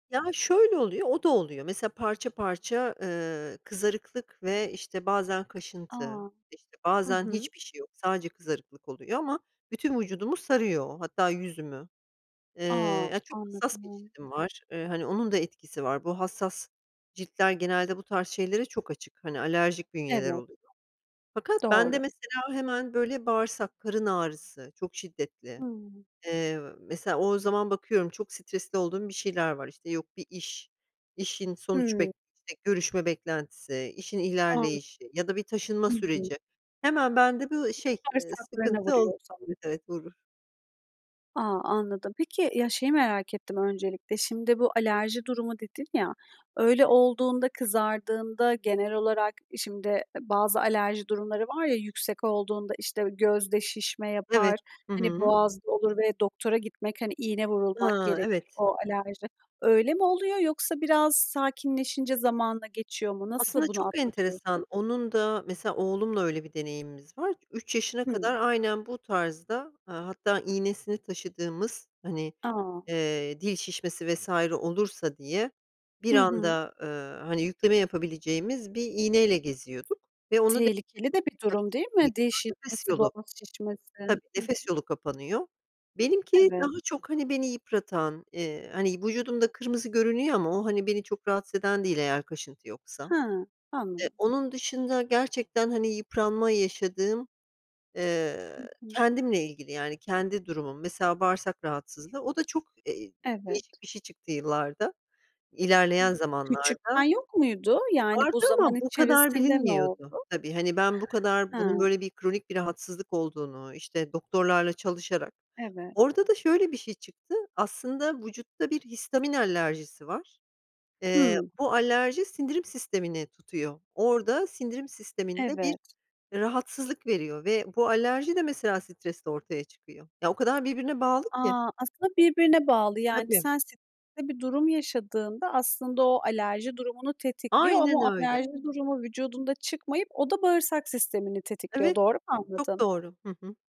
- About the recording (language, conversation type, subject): Turkish, podcast, Stres belirtilerini vücudunda nasıl fark ediyorsun?
- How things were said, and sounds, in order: unintelligible speech; other background noise; unintelligible speech; unintelligible speech; tapping; other noise